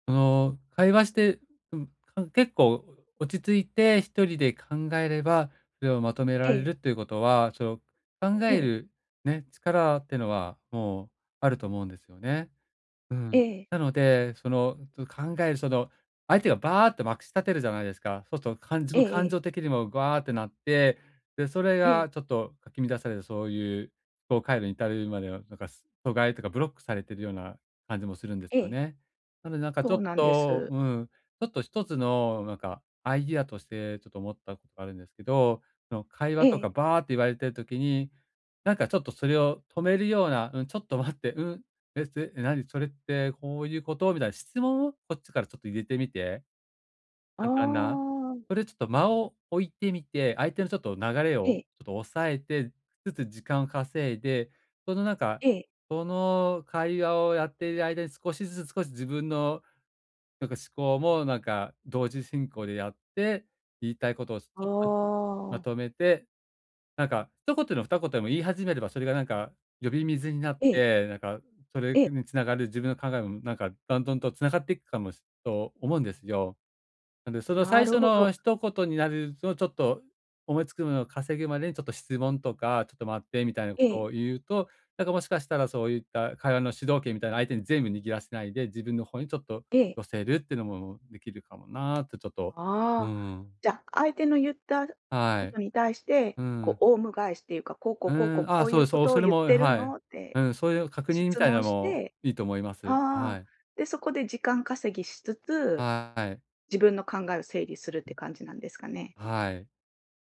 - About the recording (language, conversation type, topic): Japanese, advice, 自己肯定感を保ちながら、グループで自分の意見を上手に主張するにはどうすればよいですか？
- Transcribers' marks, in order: unintelligible speech; other background noise; tapping; unintelligible speech